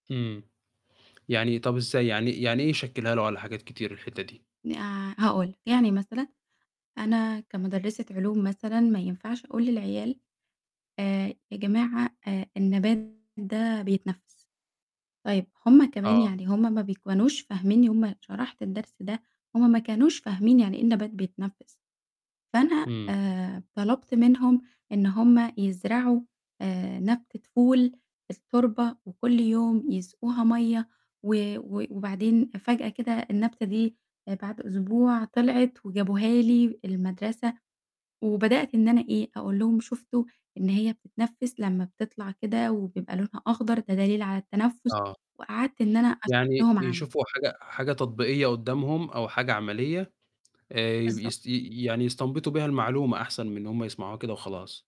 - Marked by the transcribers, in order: static; tapping; distorted speech
- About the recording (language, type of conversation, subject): Arabic, podcast, إزاي نقدر نشجّع حبّ التعلّم عند الطلبة؟